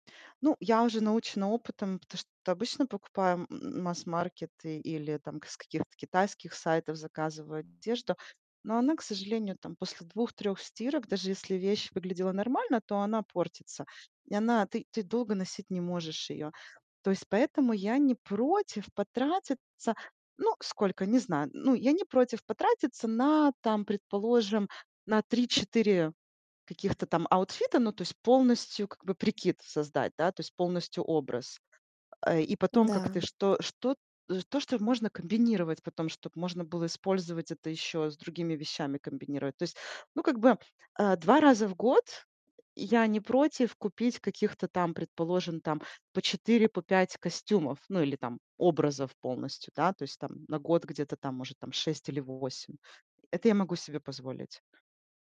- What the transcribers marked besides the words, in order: tapping; in English: "аутфита"; other background noise
- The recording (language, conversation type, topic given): Russian, advice, Как мне подобрать одежду, которая подходит моему стилю и телосложению?